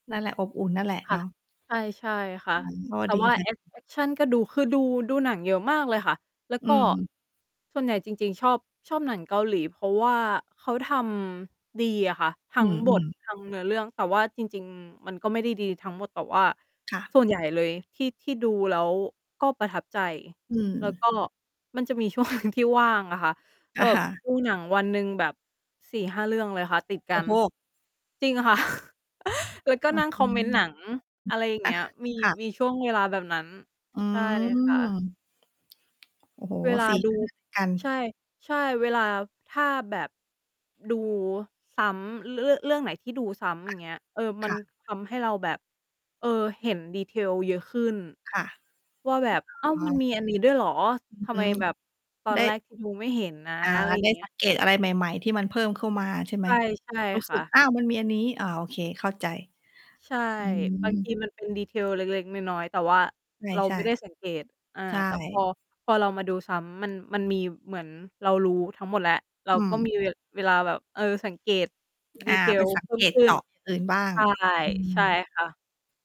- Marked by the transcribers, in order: distorted speech; laughing while speaking: "ช่วงหนึ่ง"; laugh; mechanical hum; other background noise; unintelligible speech
- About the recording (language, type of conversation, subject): Thai, unstructured, ถ้าคุณต้องเลือกหนังสักเรื่องที่ดูซ้ำได้ คุณจะเลือกเรื่องอะไร?